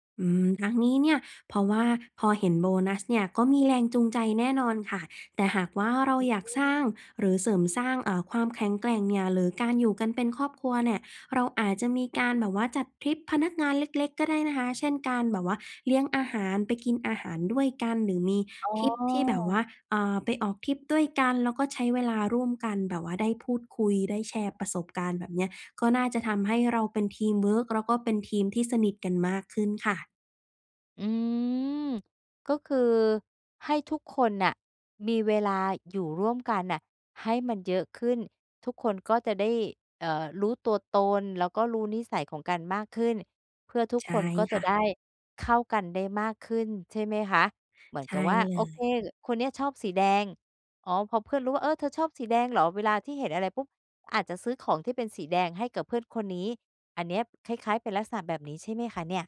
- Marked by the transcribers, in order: none
- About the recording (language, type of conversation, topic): Thai, advice, สร้างทีมที่เหมาะสมสำหรับสตาร์ทอัพได้อย่างไร?